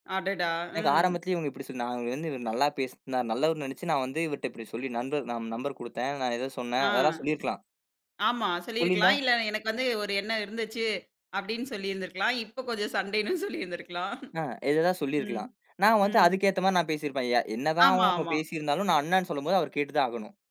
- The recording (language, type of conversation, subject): Tamil, podcast, உண்மையைச் சொல்லிக்கொண்டே நட்பை காப்பாற்றுவது சாத்தியமா?
- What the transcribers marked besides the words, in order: other background noise; laughing while speaking: "சண்டைனும் சொல்லிருந்திருக்கலாம்"